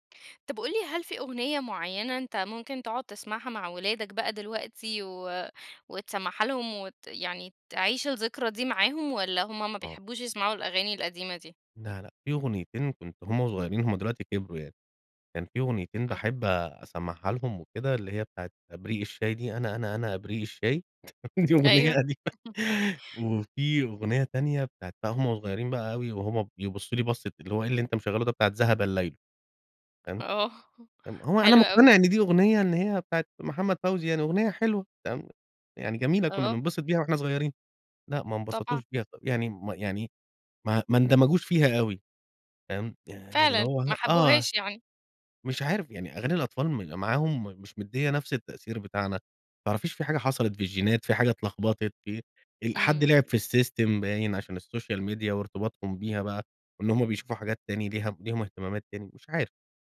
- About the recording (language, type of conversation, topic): Arabic, podcast, إيه هي الأغنية اللي بتفكّرك بذكريات المدرسة؟
- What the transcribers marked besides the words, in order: tapping; laugh; laughing while speaking: "دي أغنية قديمة"; chuckle; chuckle; in English: "السيستم"; in English: "السوشيال ميديا"